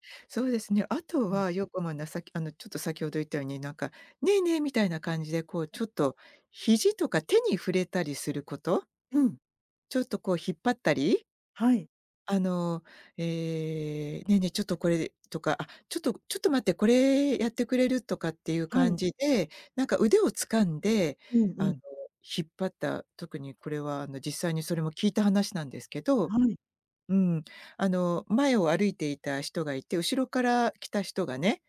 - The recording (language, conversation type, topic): Japanese, podcast, ジェスチャーの意味が文化によって違うと感じたことはありますか？
- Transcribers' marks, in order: tapping